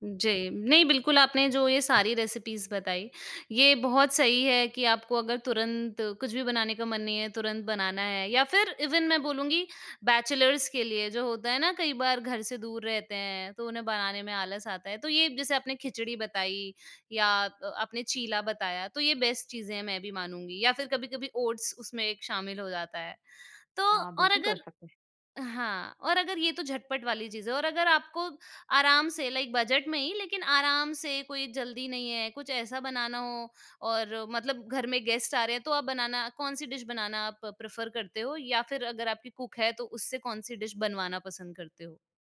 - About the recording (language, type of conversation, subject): Hindi, podcast, बजट में स्वादिष्ट खाना बनाने की तरकीबें क्या हैं?
- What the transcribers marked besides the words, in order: in English: "रेसिपीज़"; in English: "इवन"; in English: "बैचलर्स"; in English: "बेस्ट"; in English: "ओट्स"; in English: "लाइक बजट"; in English: "गेस्ट"; in English: "डिश"; in English: "प्रेफ़र"; in English: "कुक"; in English: "डिश"